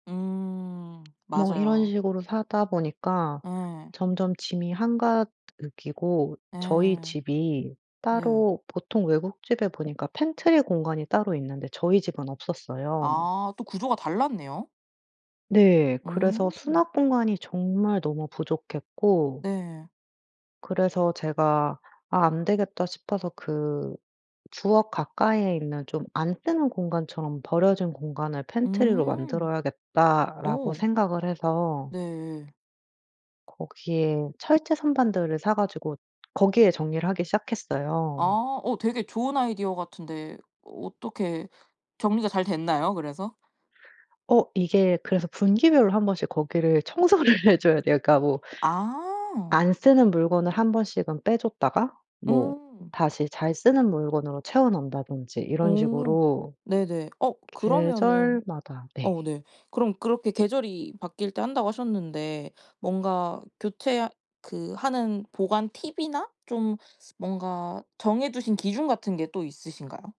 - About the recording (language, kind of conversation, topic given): Korean, podcast, 작은 집을 효율적으로 사용하는 방법은 무엇인가요?
- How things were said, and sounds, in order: other background noise; in English: "pantry"; in English: "pantry로"; laughing while speaking: "청소를"